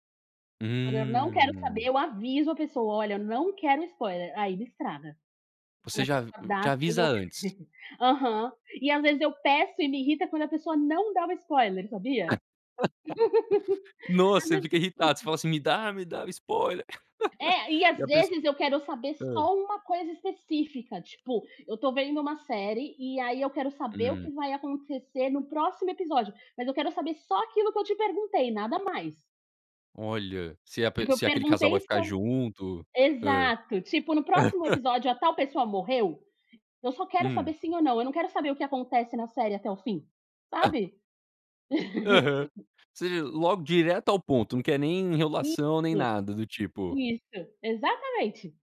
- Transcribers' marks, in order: other noise; unintelligible speech; laugh; laugh; laugh; laugh; tapping; laugh
- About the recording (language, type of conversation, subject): Portuguese, podcast, Como você lida com spoilers sobre séries e filmes?